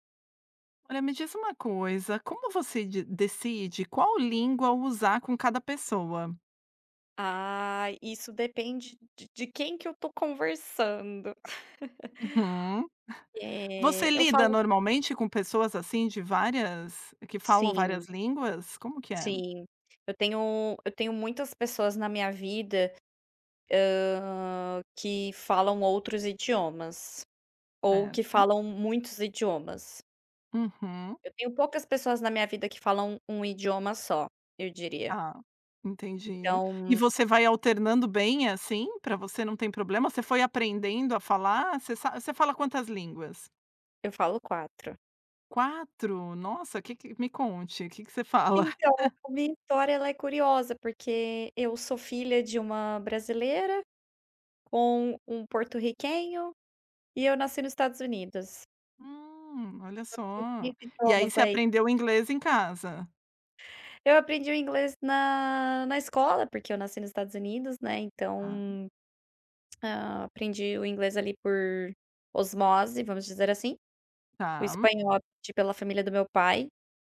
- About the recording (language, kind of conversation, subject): Portuguese, podcast, Como você decide qual língua usar com cada pessoa?
- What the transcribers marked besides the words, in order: tapping; chuckle; laugh; other background noise; laughing while speaking: "fala?"; chuckle; tongue click